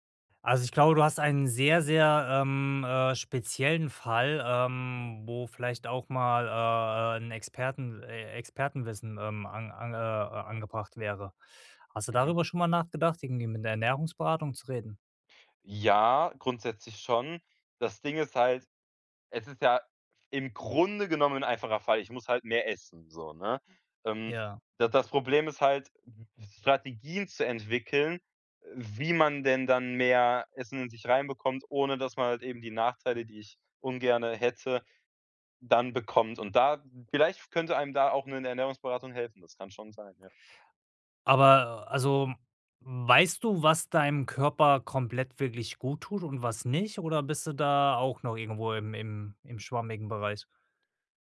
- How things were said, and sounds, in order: other noise
- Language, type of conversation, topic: German, advice, Woran erkenne ich, ob ich wirklich Hunger habe oder nur Appetit?